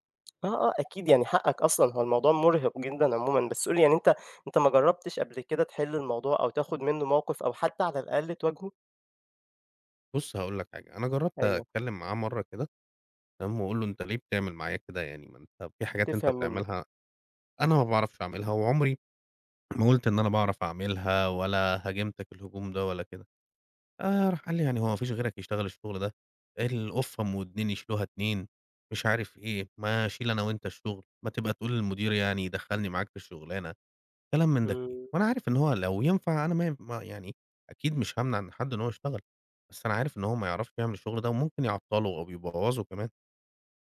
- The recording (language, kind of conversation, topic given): Arabic, advice, إزاي تتعامل لما ناقد أو زميل ينتقد شغلك الإبداعي بعنف؟
- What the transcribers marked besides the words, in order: tapping; throat clearing